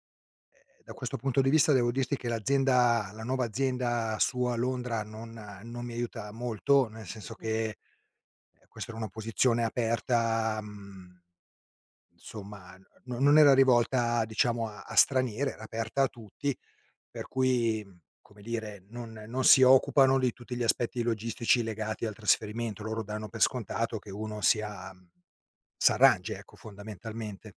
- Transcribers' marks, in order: none
- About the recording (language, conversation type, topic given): Italian, advice, Trasferimento in una nuova città